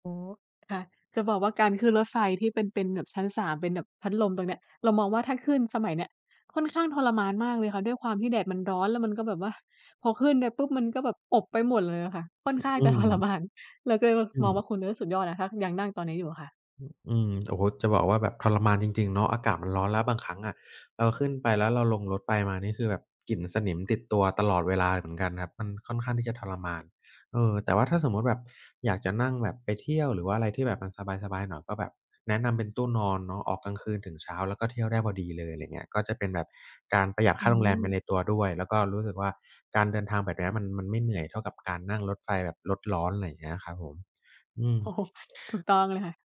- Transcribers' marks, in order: other noise; laughing while speaking: "ทรมาน"; laughing while speaking: "โอ้โฮ"
- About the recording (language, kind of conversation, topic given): Thai, unstructured, กิจกรรมไหนที่ทำให้คุณรู้สึกมีความสุขที่สุด?
- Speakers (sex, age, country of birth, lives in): female, 25-29, Thailand, Thailand; male, 30-34, Thailand, Thailand